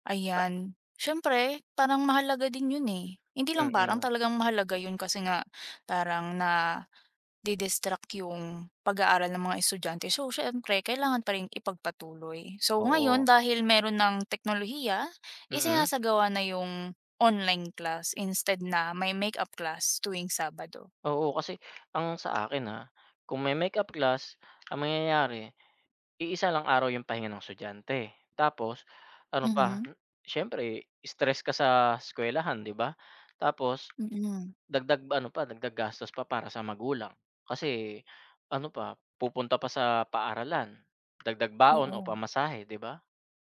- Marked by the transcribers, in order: in English: "online class"; in English: "makeup class"; tapping
- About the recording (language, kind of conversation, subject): Filipino, unstructured, Paano mo nakikita ang papel ng edukasyon sa pag-unlad ng bansa?